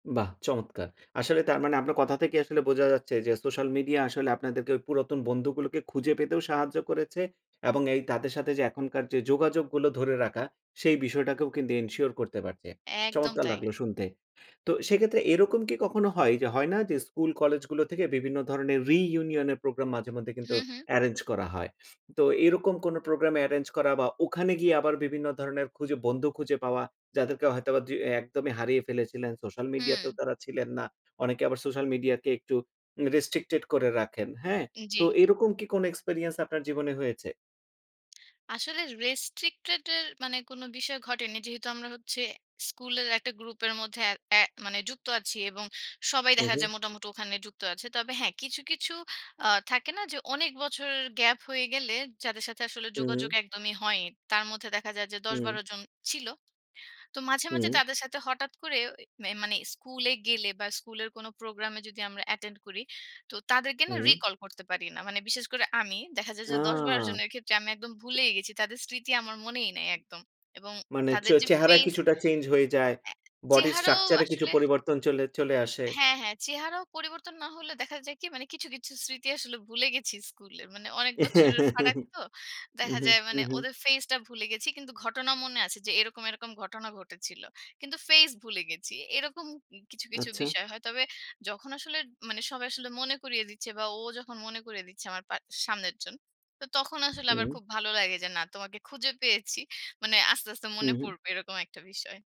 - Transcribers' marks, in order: in English: "এনশিওর"; other background noise; tapping; in English: "রিকল"; giggle
- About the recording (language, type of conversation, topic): Bengali, podcast, দূরত্বে থাকা বন্ধুদের সঙ্গে বন্ধুত্ব কীভাবে বজায় রাখেন?